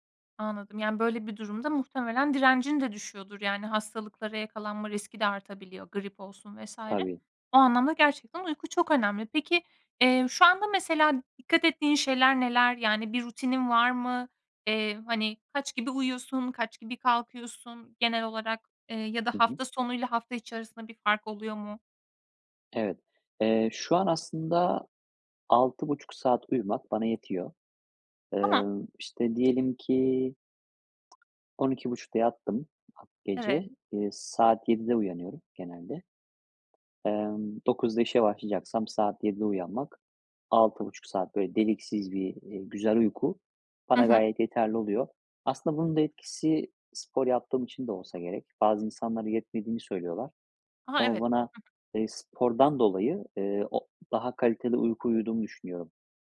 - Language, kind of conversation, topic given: Turkish, podcast, Uyku düzeninin zihinsel sağlığa etkileri nelerdir?
- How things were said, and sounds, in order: other background noise